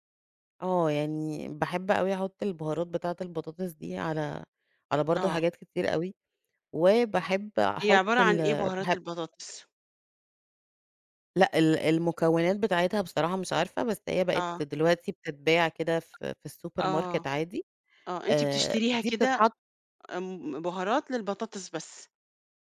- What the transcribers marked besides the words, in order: tapping; in English: "السوبر ماركت"
- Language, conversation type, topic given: Arabic, podcast, إزاي بتحوّل مكونات بسيطة لوجبة لذيذة؟